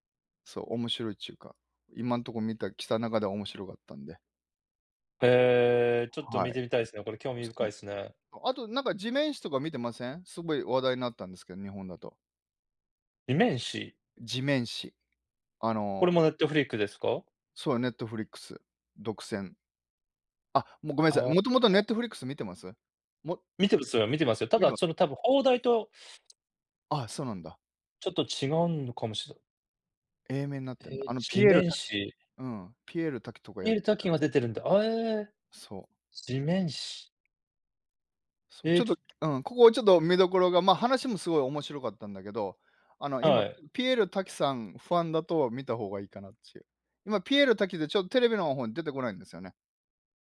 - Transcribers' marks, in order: unintelligible speech; other noise; tapping
- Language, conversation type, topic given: Japanese, unstructured, 最近見た映画で、特に印象に残った作品は何ですか？